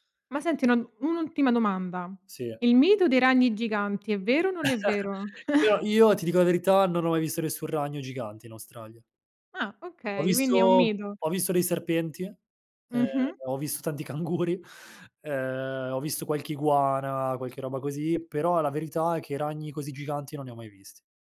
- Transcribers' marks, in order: chuckle; laughing while speaking: "canguri"
- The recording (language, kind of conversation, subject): Italian, podcast, Raccontami di una volta in cui hai seguito il tuo istinto: perché hai deciso di fidarti di quella sensazione?